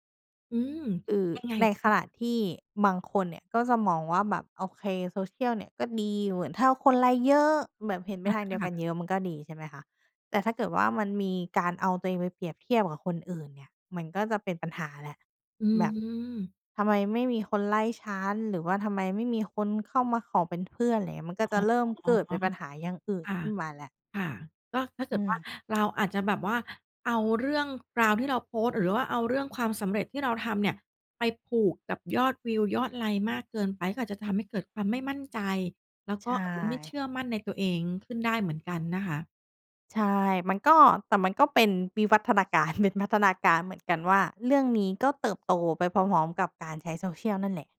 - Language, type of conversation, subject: Thai, podcast, สังคมออนไลน์เปลี่ยนความหมายของความสำเร็จอย่างไรบ้าง?
- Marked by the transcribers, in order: other background noise; stressed: "เยอะ"; tapping; drawn out: "อ๋อ"; laughing while speaking: "การ"